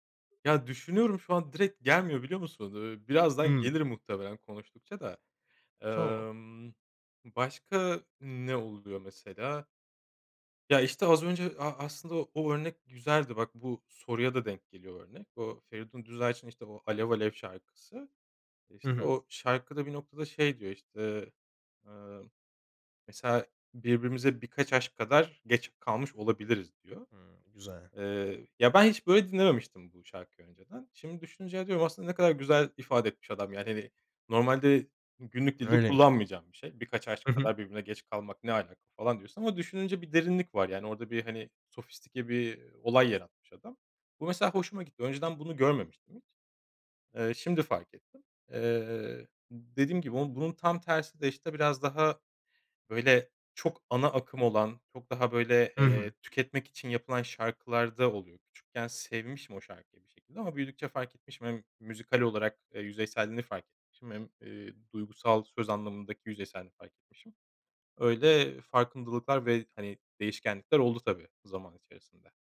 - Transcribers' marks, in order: none
- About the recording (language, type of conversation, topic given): Turkish, podcast, Müzik dinlerken ruh halin nasıl değişir?